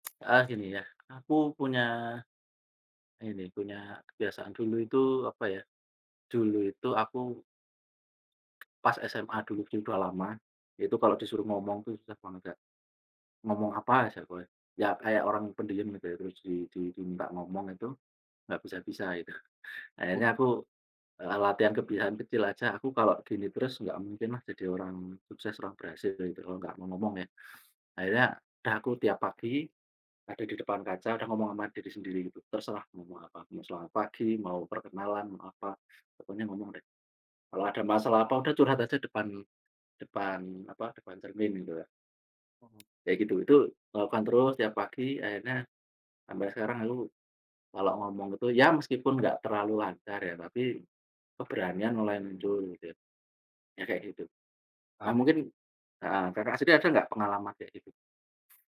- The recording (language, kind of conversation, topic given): Indonesian, unstructured, Kebiasaan harian apa yang paling membantu kamu berkembang?
- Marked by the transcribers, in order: other background noise; tapping; "kebiasaan" said as "kebiaan"